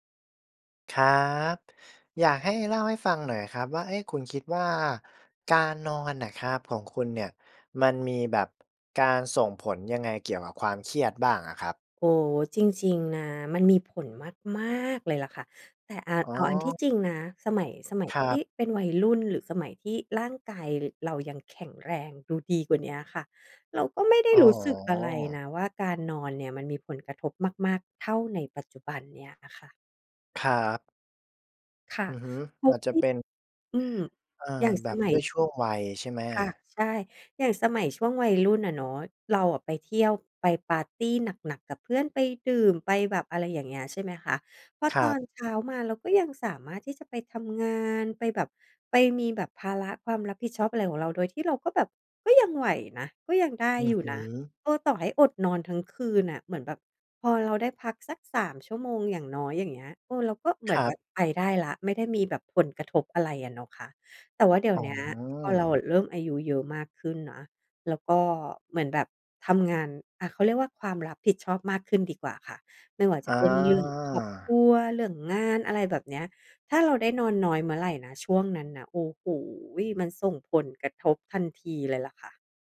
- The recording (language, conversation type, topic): Thai, podcast, การนอนของคุณส่งผลต่อความเครียดอย่างไรบ้าง?
- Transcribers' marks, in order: stressed: "มาก ๆ"; tapping; unintelligible speech; other background noise; drawn out: "อา"; stressed: "โอ้โฮ"